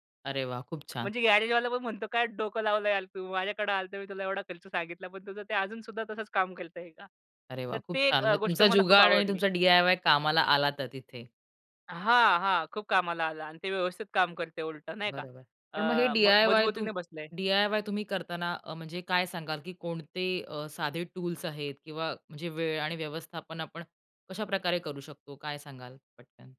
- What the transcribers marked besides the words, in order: joyful: "म्हणजे गॅरेजवाला पण म्हणतो, काय … काम करतंय का?"
- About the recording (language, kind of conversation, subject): Marathi, podcast, हस्तकला आणि स्वतःहून बनवण्याच्या कामात तुला नेमकं काय आवडतं?